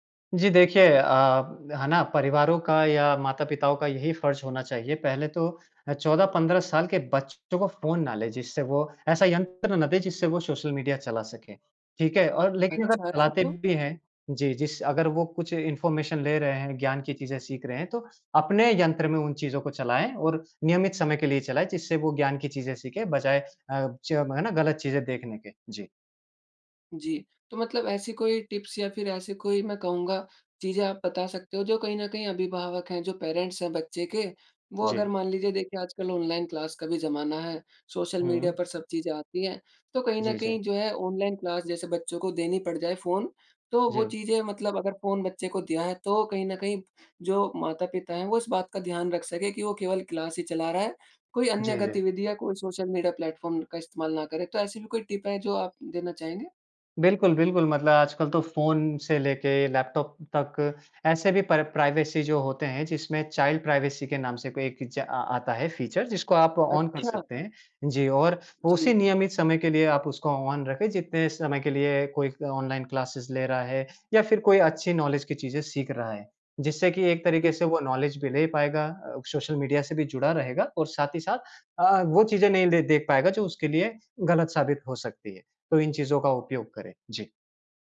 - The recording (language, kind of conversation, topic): Hindi, podcast, सोशल मीडिया ने रिश्तों पर क्या असर डाला है, आपके हिसाब से?
- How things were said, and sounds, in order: tapping; in English: "इन्फॉर्मेशन"; in English: "टिप्स"; in English: "पेरेंट्स"; in English: "क्लास"; in English: "क्लास"; in English: "क्लास"; in English: "प्लेटफॉर्म"; in English: "टिप"; other background noise; in English: "प्राइवेसी"; in English: "चाइल्ड प्राइवेसी"; in English: "फीचर"; in English: "ऑन"; in English: "ऑन"; in English: "क्लासेज़"; in English: "नॉलेज"; in English: "नॉलेज"